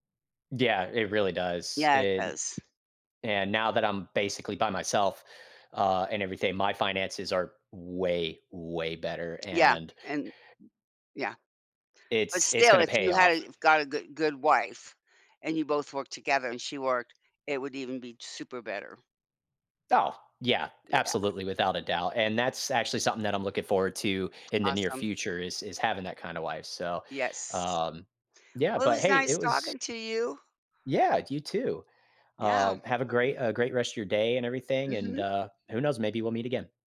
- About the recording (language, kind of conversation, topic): English, unstructured, How do people define and pursue financial independence in their lives?
- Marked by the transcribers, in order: other background noise; tapping; drawn out: "Yes"